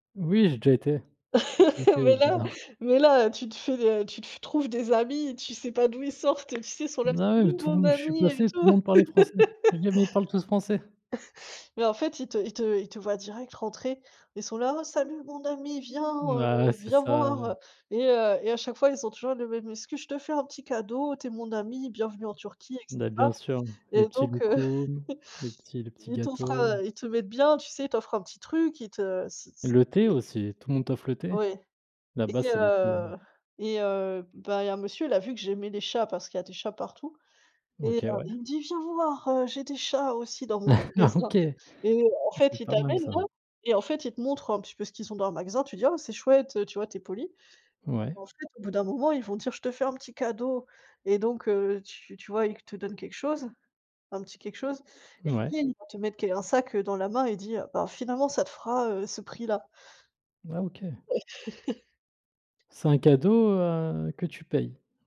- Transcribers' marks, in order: laughing while speaking: "Mais là, mais là, heu"; tapping; laughing while speaking: "C'est lui mon ami et tout"; laughing while speaking: "Et donc heu"; laugh; chuckle
- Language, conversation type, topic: French, unstructured, Comment réagis-tu face aux escroqueries ou aux arnaques en voyage ?